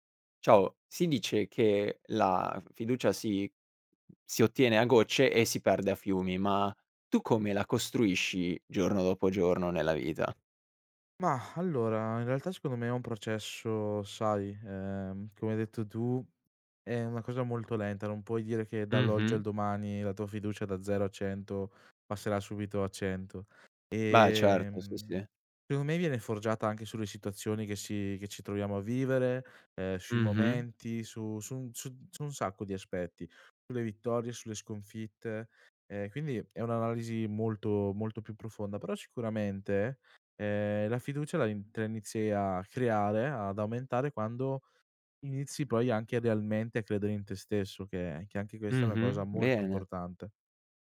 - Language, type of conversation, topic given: Italian, podcast, Come costruisci la fiducia in te stesso, giorno dopo giorno?
- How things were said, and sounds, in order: tapping; sigh; unintelligible speech